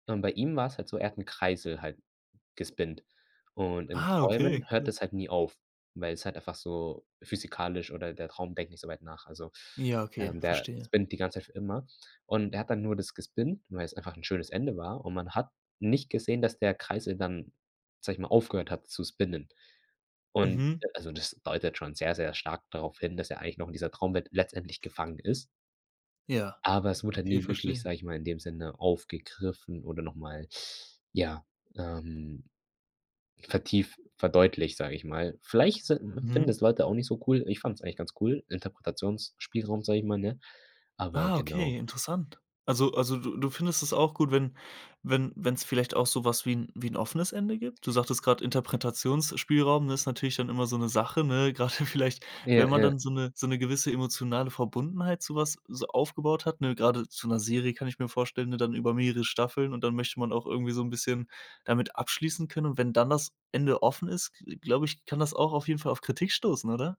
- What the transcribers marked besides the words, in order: in English: "gespinnt"; in English: "spinnt"; in English: "gespinnt"; in English: "spinnen"; laughing while speaking: "Grade"
- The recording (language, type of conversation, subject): German, podcast, Warum reagieren Fans so stark auf Serienenden?